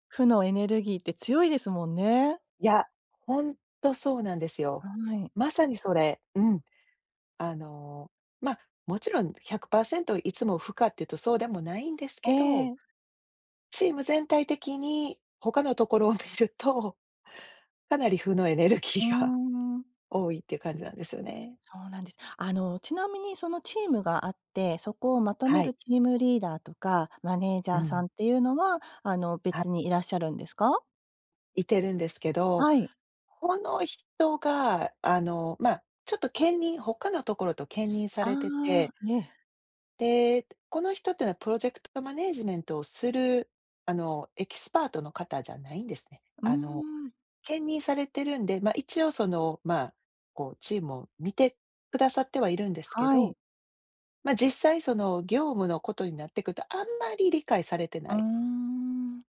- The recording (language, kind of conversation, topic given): Japanese, advice, 関係を壊さずに相手に改善を促すフィードバックはどのように伝えればよいですか？
- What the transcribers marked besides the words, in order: other background noise; laughing while speaking: "見ると"; laughing while speaking: "エネルギーが"